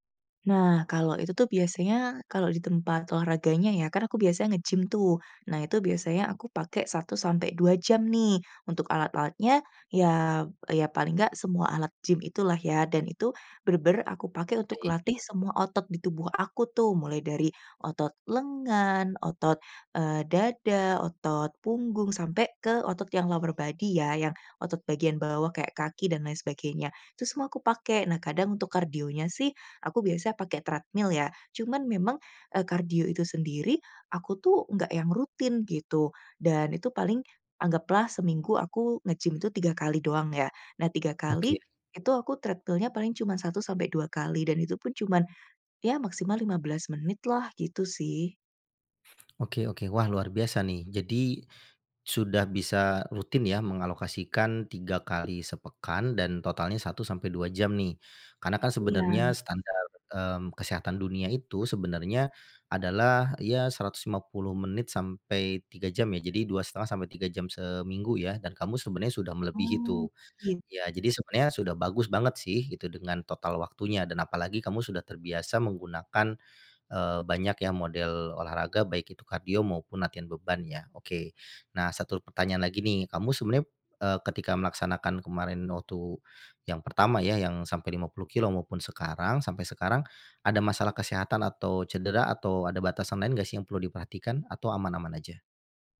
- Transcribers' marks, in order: "bener-bener" said as "ber-ber"; in English: "lower body"; in English: "treadmill"; in English: "treadmill-nya"
- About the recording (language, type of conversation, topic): Indonesian, advice, Bagaimana saya sebaiknya fokus dulu: menurunkan berat badan atau membentuk otot?